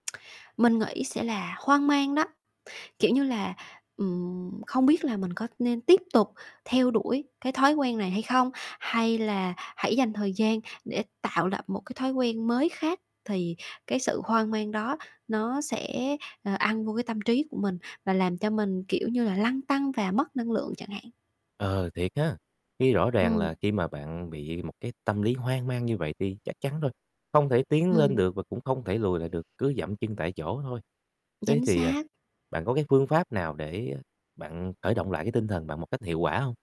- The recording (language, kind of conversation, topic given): Vietnamese, podcast, Bạn thường làm gì khi bị mất động lực để duy trì thói quen?
- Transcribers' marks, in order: tongue click; other background noise; tapping